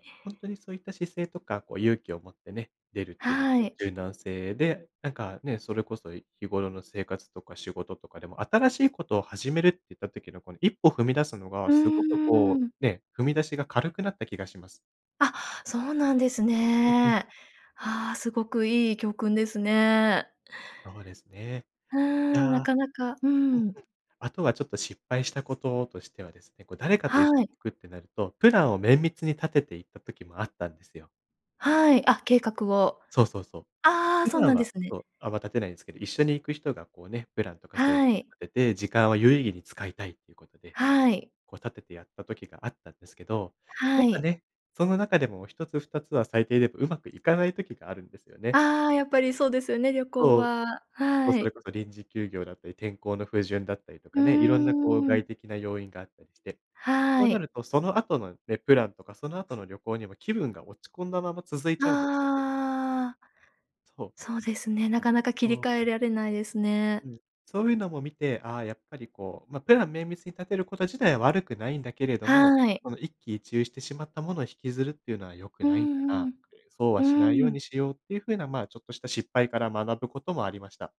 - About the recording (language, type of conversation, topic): Japanese, podcast, 旅行で学んだ大切な教訓は何ですか？
- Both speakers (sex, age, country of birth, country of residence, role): female, 40-44, Japan, Japan, host; male, 25-29, Japan, Portugal, guest
- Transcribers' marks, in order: other noise